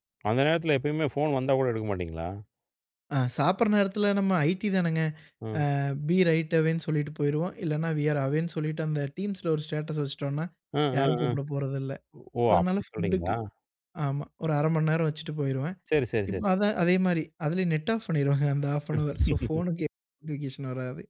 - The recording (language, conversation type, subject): Tamil, podcast, தொலைபேசி பயன்படுத்தும் நேரத்தை குறைக்க நீங்கள் பின்பற்றும் நடைமுறை வழிகள் என்ன?
- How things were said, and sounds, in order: in English: "பி ரைட் அவேன்னு"; in English: "வி ஆர் அவேன்னு"; in English: "ஸ்டேட்டஸ்"; laughing while speaking: "பண்ணிருவேங்க"; in English: "ஆஃப் அன் ஹவர்"; laugh; unintelligible speech; in English: "நோட்டிபிகேஷன்"